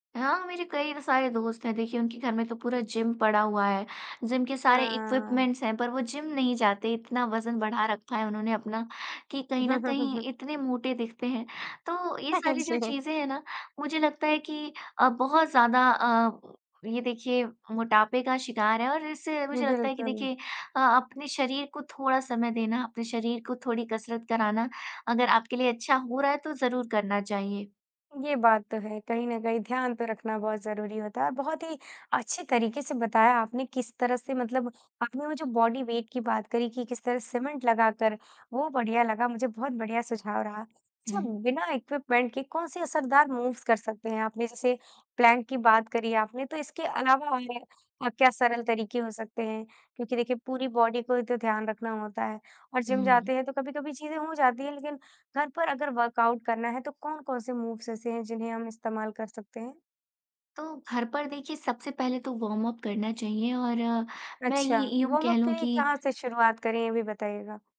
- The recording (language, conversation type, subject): Hindi, podcast, जिम नहीं जा पाएं तो घर पर व्यायाम कैसे करें?
- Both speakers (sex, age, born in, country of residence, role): female, 20-24, India, India, guest; female, 20-24, India, India, host
- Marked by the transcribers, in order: in English: "इक्विपमेंट्स"; chuckle; tapping; in English: "बॉडी वेट"; in English: "इक्विपमेंट"; in English: "मूव्स"; in English: "प्लैंक"; in English: "बॉडी"; in English: "वर्कआउट"; in English: "मूव्स"; in English: "वॉर्मअप"; in English: "वॉर्मअप"